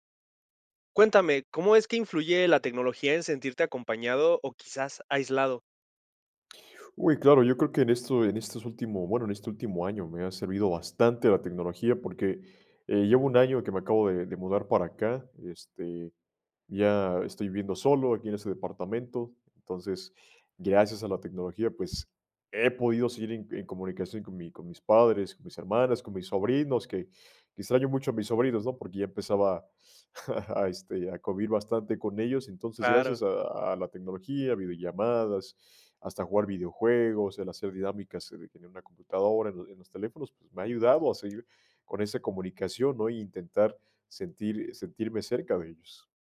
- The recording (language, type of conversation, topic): Spanish, podcast, ¿Cómo influye la tecnología en sentirte acompañado o aislado?
- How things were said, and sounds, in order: other noise; tapping; chuckle; other background noise